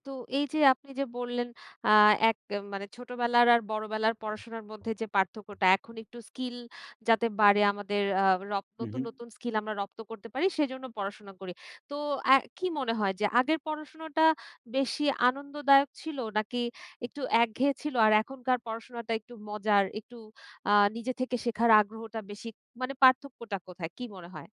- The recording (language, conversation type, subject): Bengali, podcast, আপনি পড়াশোনায় অনুপ্রেরণা কোথা থেকে পান?
- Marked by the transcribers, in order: other background noise